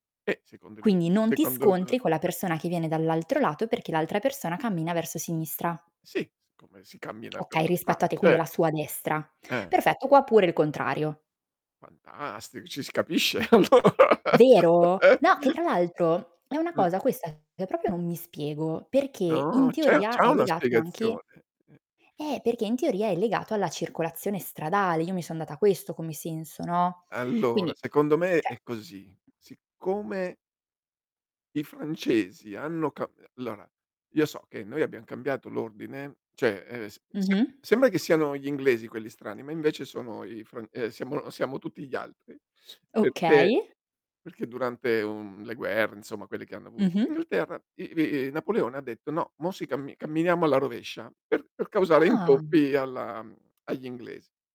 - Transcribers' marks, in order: distorted speech; static; unintelligible speech; tapping; other background noise; laughing while speaking: "allora"; chuckle; "proprio" said as "propio"; "allora" said as "lora"; surprised: "Ah"
- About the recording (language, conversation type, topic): Italian, podcast, Hai mai avuto un malinteso culturale divertente?